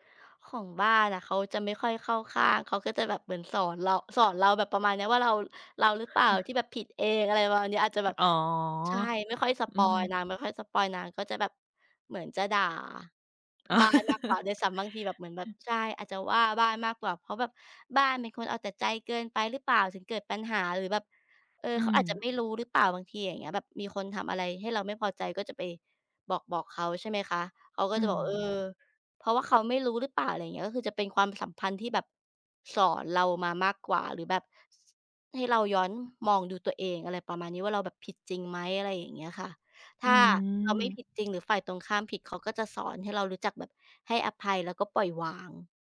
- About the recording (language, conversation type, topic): Thai, unstructured, อะไรที่ทำให้คุณรู้สึกสุขใจในแต่ละวัน?
- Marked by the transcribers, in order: chuckle; laughing while speaking: "อ๋อ"; chuckle